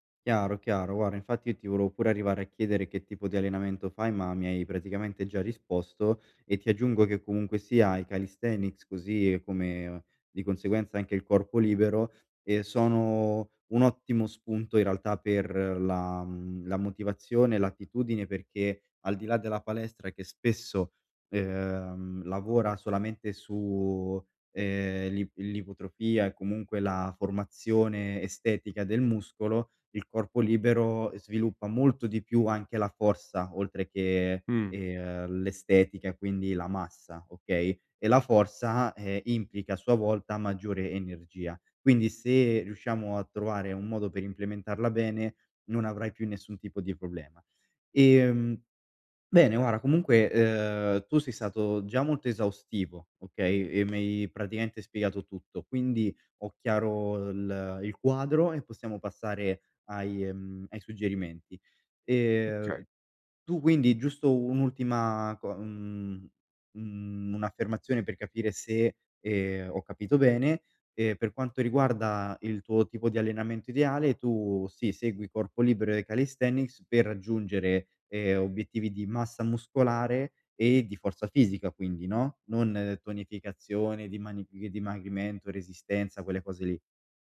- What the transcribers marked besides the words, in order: "forza" said as "forsa"; "forza" said as "forsa"; "guarda" said as "guara"; tapping
- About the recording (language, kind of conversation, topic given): Italian, advice, Come posso mantenere la motivazione per esercitarmi regolarmente e migliorare le mie abilità creative?